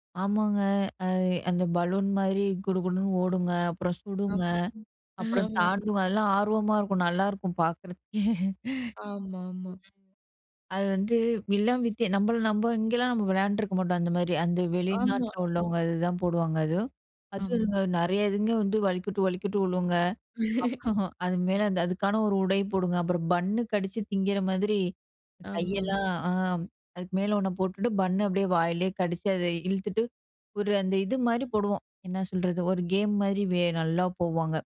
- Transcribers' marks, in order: chuckle; other noise; chuckle; laugh; chuckle
- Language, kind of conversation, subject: Tamil, podcast, குழந்தைக் காலத்தில் தொலைக்காட்சியில் பார்த்த நிகழ்ச்சிகளில் உங்களுக்கு இன்றும் நினைவில் நிற்கும் ஒன்று எது?